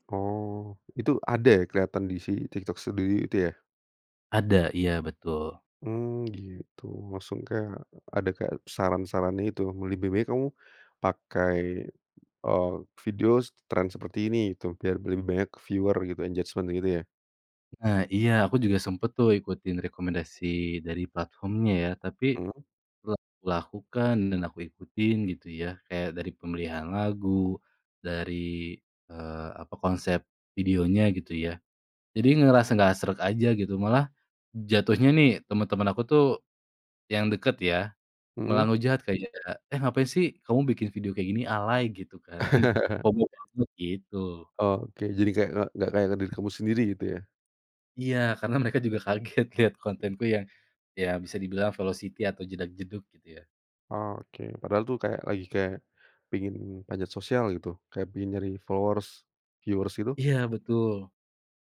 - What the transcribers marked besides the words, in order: in English: "viewer"; in English: "engagement"; other background noise; chuckle; laughing while speaking: "kaget lihat"; in English: "velocity"; in English: "followers viewers"
- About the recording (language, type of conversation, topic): Indonesian, podcast, Pernah nggak kamu ikutan tren meski nggak sreg, kenapa?